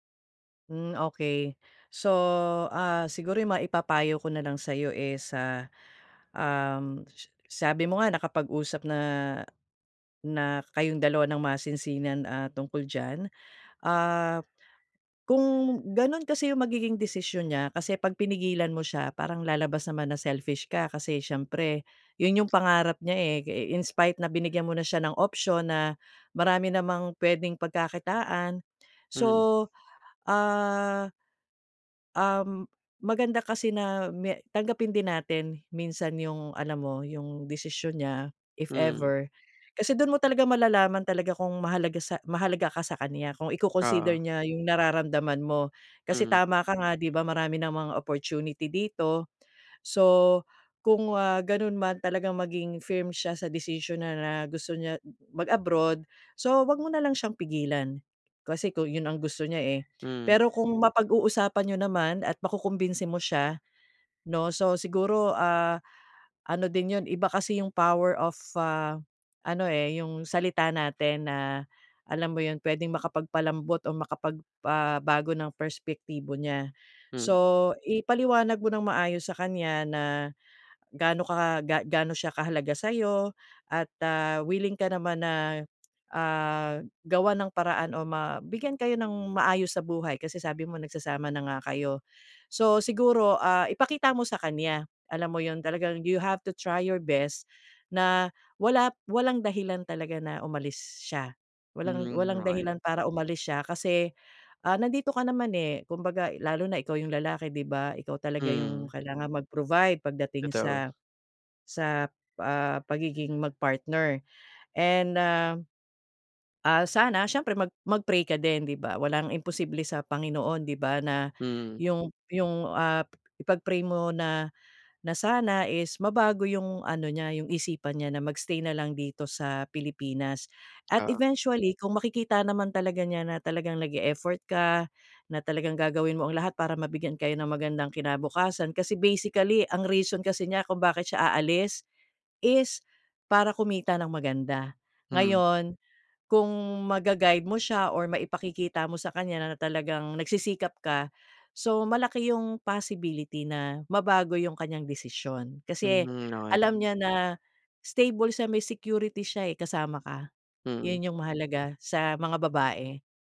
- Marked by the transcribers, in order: in English: "you have to try your best"
- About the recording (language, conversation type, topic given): Filipino, advice, Paano namin haharapin ang magkaibang inaasahan at mga layunin naming magkapareha?